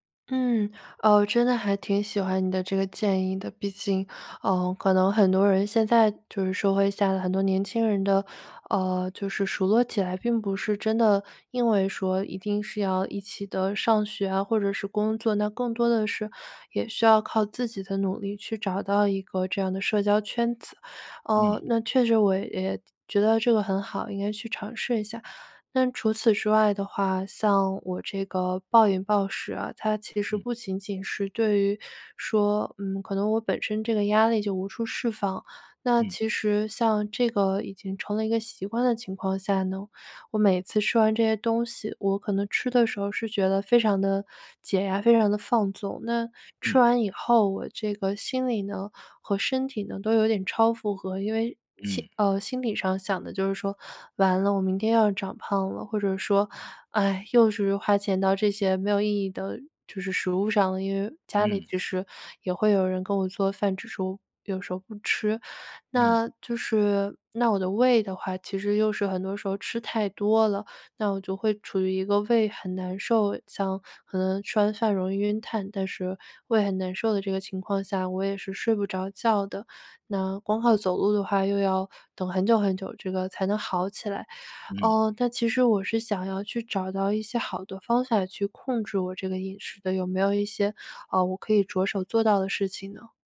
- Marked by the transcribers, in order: none
- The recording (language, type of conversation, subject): Chinese, advice, 你在压力来临时为什么总会暴饮暴食？
- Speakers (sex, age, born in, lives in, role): female, 25-29, China, United States, user; male, 35-39, China, United States, advisor